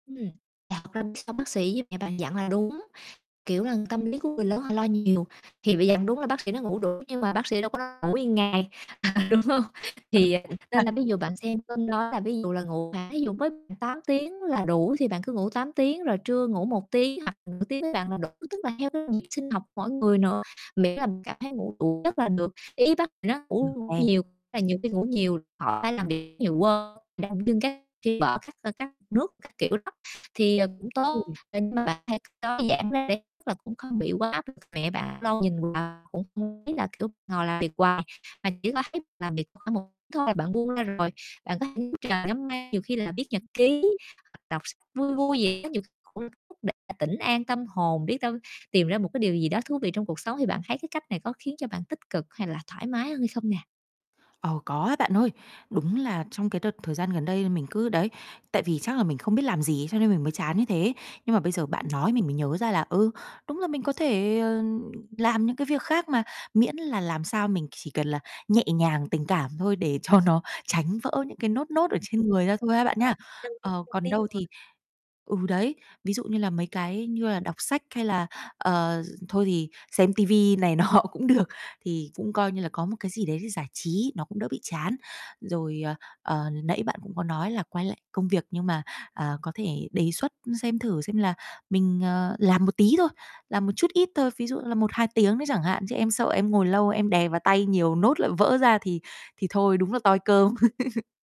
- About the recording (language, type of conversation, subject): Vietnamese, advice, Tôi cần ngủ nhiều để hồi phục sau khi ốm, nhưng lại lo lắng về công việc thì nên làm gì?
- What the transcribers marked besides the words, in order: distorted speech; unintelligible speech; laughing while speaking: "à"; unintelligible speech; unintelligible speech; unintelligible speech; other background noise; unintelligible speech; unintelligible speech; unintelligible speech; tapping; laughing while speaking: "cho nó"; laughing while speaking: "nọ cũng"; chuckle